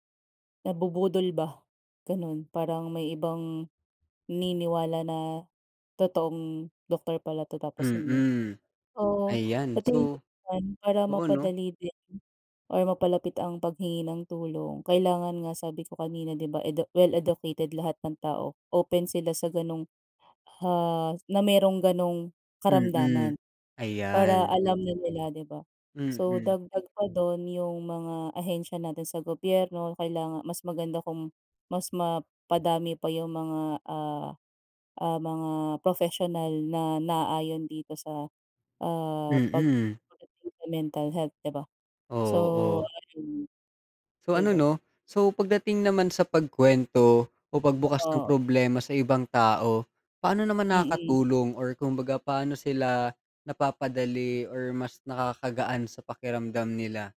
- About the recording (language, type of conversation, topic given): Filipino, unstructured, Ano ang opinyon mo sa paghingi ng tulong kapag may suliranin sa kalusugan ng isip?
- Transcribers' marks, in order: other background noise; tapping; drawn out: "ha"; unintelligible speech